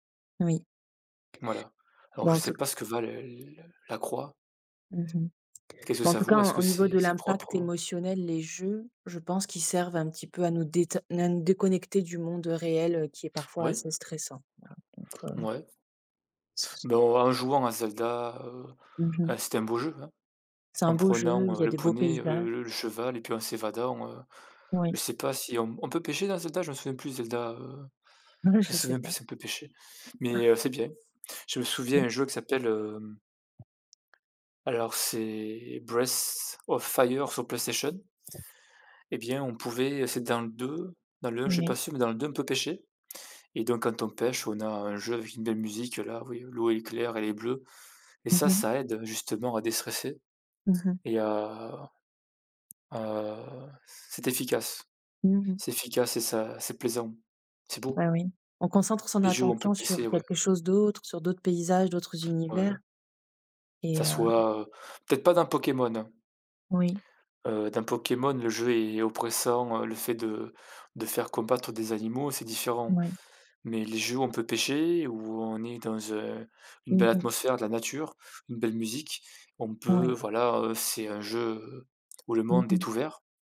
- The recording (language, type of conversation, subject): French, unstructured, Les jeux vidéo peuvent-ils aider à apprendre à mieux gérer ses émotions ?
- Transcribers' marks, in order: chuckle; tapping; other background noise; "pêcher" said as "pésser"